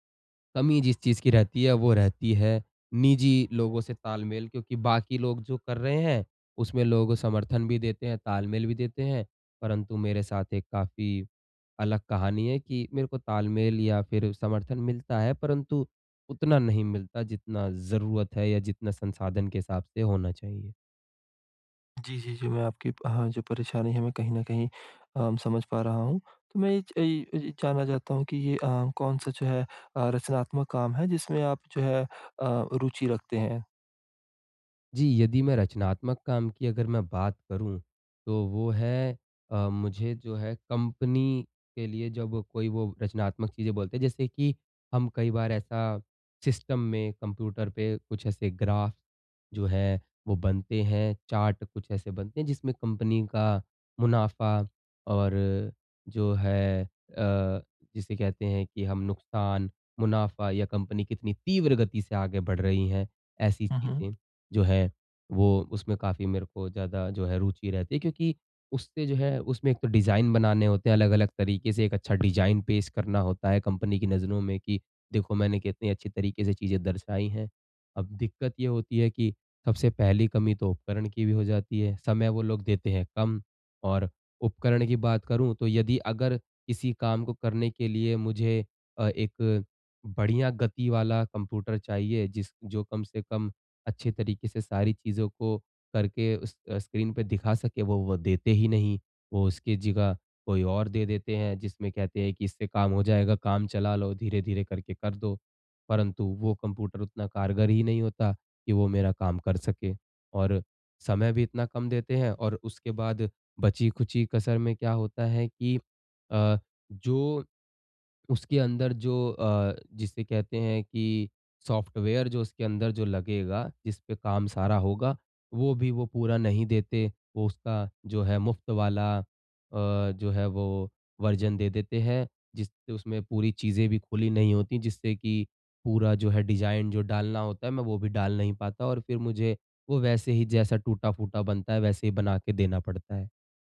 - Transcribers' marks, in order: other background noise; in English: "सिस्टम"; in English: "डिज़ाइन"; in English: "डिज़ाइन"; in English: "वर्ज़न"; in English: "डिज़ाइन"
- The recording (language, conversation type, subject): Hindi, advice, सीमित संसाधनों के बावजूद मैं अपनी रचनात्मकता कैसे बढ़ा सकता/सकती हूँ?